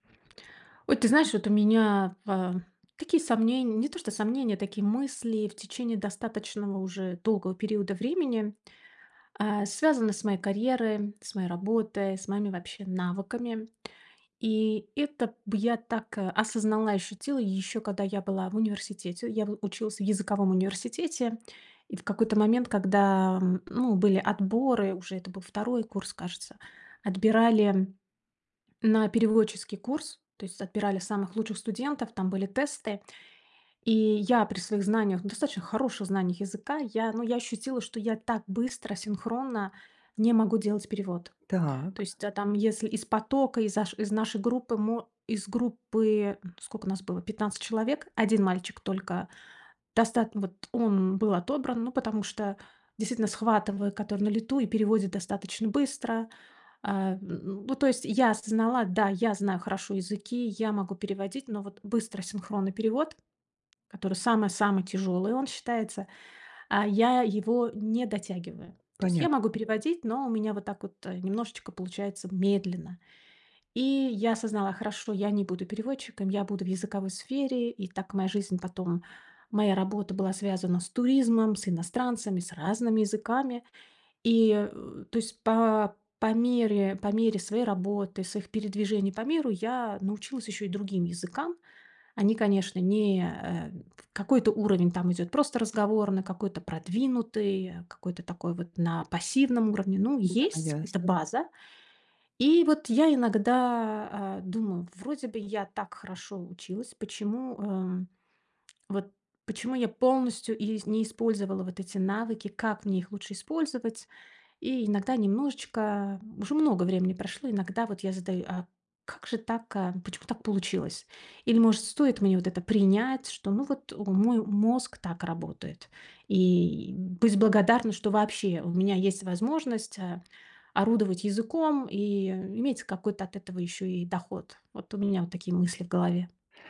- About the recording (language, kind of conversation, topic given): Russian, advice, Как мне лучше принять и использовать свои таланты и навыки?
- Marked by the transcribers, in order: tapping